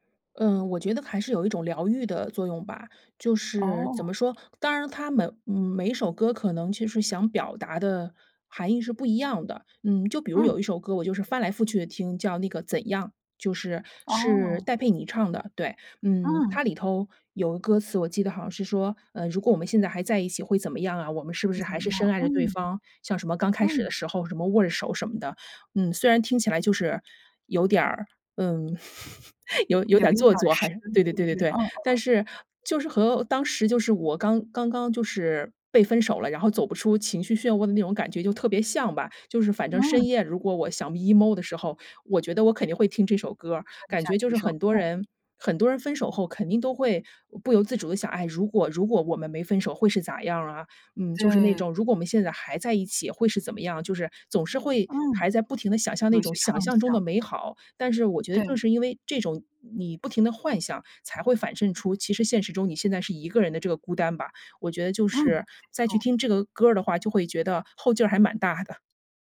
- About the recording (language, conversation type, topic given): Chinese, podcast, 失恋后你会把歌单彻底换掉吗？
- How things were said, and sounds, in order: chuckle; in English: "emo"